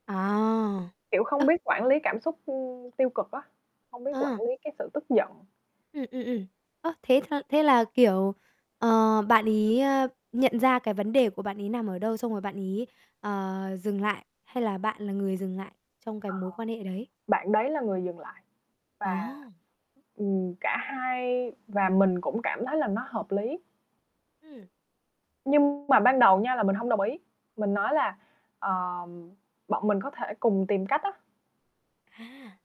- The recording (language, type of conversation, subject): Vietnamese, advice, Làm sao để vượt qua nỗi sợ bắt đầu hẹn hò lại sau một cuộc chia tay đau đớn?
- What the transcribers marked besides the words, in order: static; distorted speech